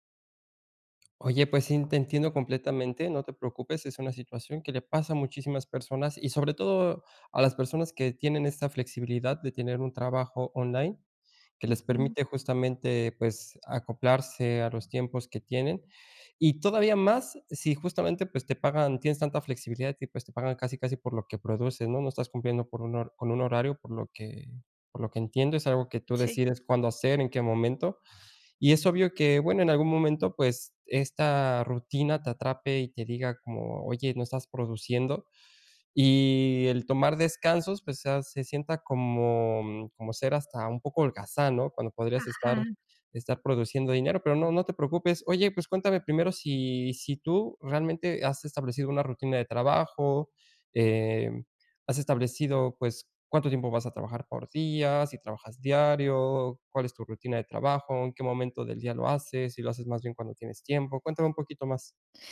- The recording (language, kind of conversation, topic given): Spanish, advice, ¿Cómo puedo dejar de sentir culpa cuando no hago cosas productivas?
- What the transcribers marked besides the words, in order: tapping; in English: "online"